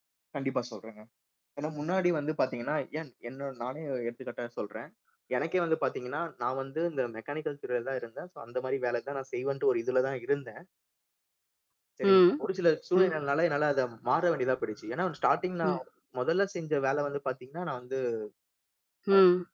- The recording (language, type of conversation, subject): Tamil, podcast, உங்களுக்கு மிகவும் பெருமையாக இருந்த ஒரு சம்பவத்தைச் சொல்ல முடியுமா?
- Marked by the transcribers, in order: static; other background noise; in English: "சோ"; tapping; distorted speech; in English: "ஸ்டார்ட்டிங்"